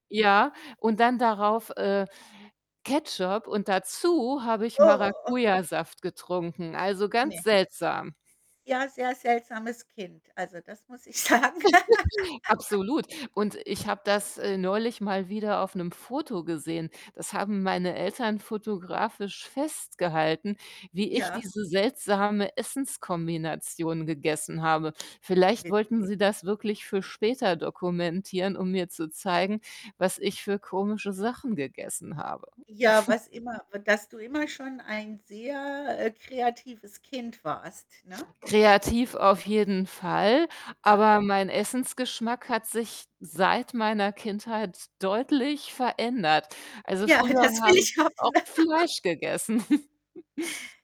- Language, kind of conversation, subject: German, unstructured, Welches Essen erinnert dich an deine Kindheit?
- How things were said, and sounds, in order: tapping; distorted speech; laugh; laughing while speaking: "ich sagen"; other background noise; laugh; snort; laughing while speaking: "Ja, das will ich hoffen"; laugh; chuckle